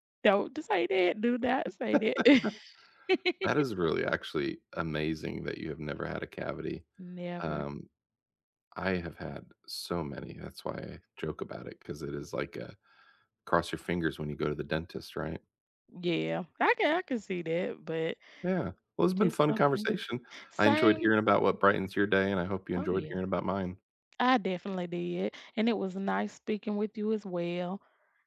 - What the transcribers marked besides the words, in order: chuckle; giggle
- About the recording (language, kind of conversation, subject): English, unstructured, What small joys reliably brighten your day?
- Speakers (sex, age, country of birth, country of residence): female, 40-44, United States, United States; male, 40-44, United States, United States